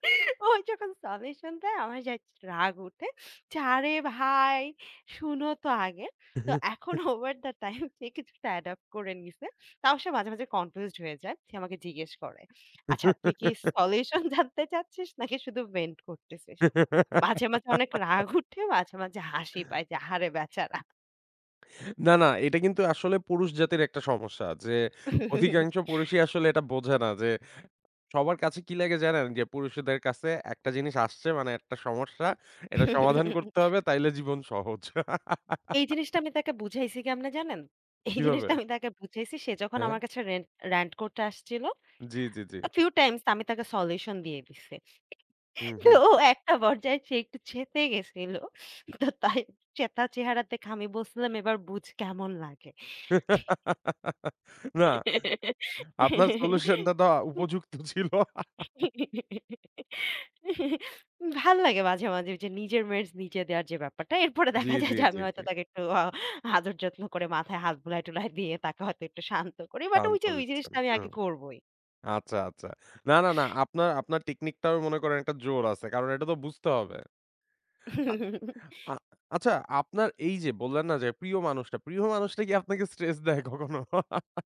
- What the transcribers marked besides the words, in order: laughing while speaking: "ও যখন সলিউশন দেয়"; put-on voice: "আরে ভাই শুনো তো আগে"; laughing while speaking: "এখন ওভার দ্যা টাইম যে"; in English: "ওভার দ্যা টাইম"; chuckle; laughing while speaking: "তুই কি সলিউশন জানতে চাচ্ছিস"; chuckle; laugh; laughing while speaking: "রাগ উঠে"; chuckle; chuckle; laugh; laughing while speaking: "এই জিনিসটা আমি"; in English: "ফিউ টাইমস"; laughing while speaking: "তো একটা পর্যায় সে একটু চেতে গেছিল। তো তাই চেতা"; laugh; laughing while speaking: "সলিউশন টা তো উপযুক্ত ছিল"; laugh; chuckle; laugh; laughing while speaking: "এরপরে দেখা যায় যে"; laughing while speaking: "তাকে একটু আ আদর যত্ন"; laughing while speaking: "দিয়ে"; chuckle; laughing while speaking: "স্ট্রেস দেয় কখনো?"; chuckle
- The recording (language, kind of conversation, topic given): Bengali, podcast, কাজ শেষে ঘরে ফিরে শান্ত হতে আপনি কী করেন?